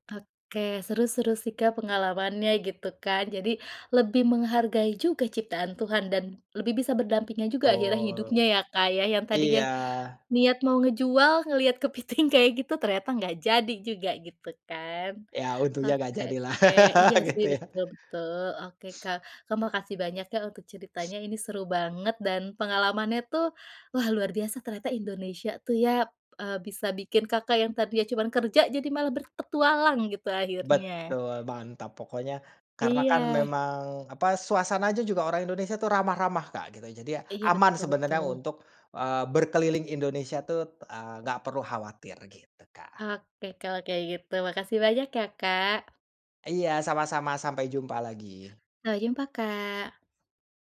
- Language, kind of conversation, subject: Indonesian, podcast, Bagaimana pengalamanmu bertemu satwa liar saat berpetualang?
- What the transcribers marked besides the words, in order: laughing while speaking: "kepiting"; laugh; laughing while speaking: "gitu, ya"